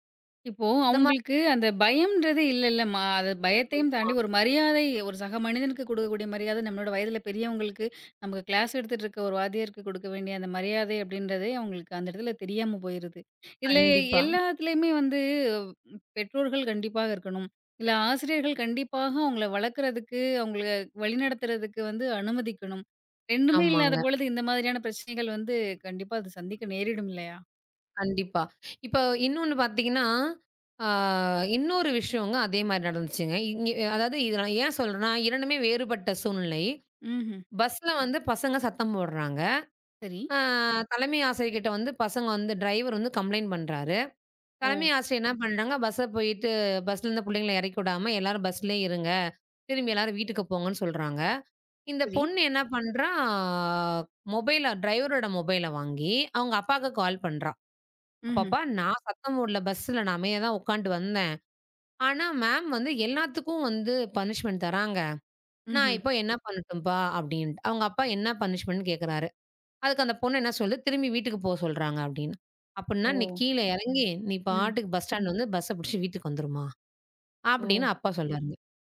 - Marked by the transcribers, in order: unintelligible speech; unintelligible speech; in English: "க்ளாஸ்"; drawn out: "அ"; drawn out: "அ"; in English: "கம்ப்ளயண்ட்"; drawn out: "பண்றா?"; in English: "கால்"; in English: "மேம்"; in English: "பனிஷ்மென்ட்"; in English: "பனிஷ்மென்ட்னு"
- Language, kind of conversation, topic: Tamil, podcast, மாணவர்களின் மனநலத்தைக் கவனிப்பதில் பள்ளிகளின் பங்கு என்ன?